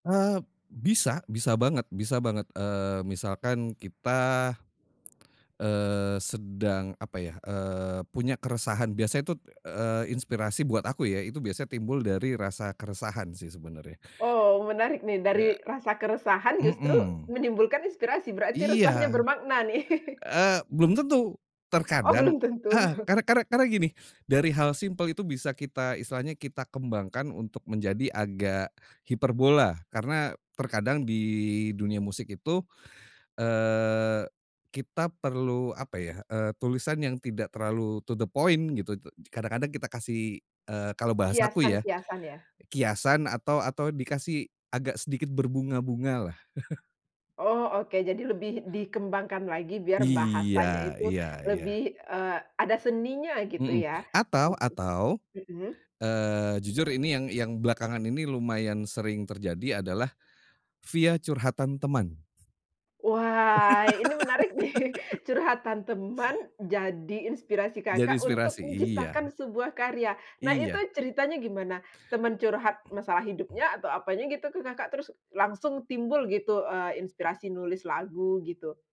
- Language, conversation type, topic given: Indonesian, podcast, Bagaimana kamu menangkap inspirasi dari pengalaman sehari-hari?
- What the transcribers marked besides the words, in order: chuckle; chuckle; tapping; in English: "to the point"; chuckle; laugh; laughing while speaking: "nih"; other background noise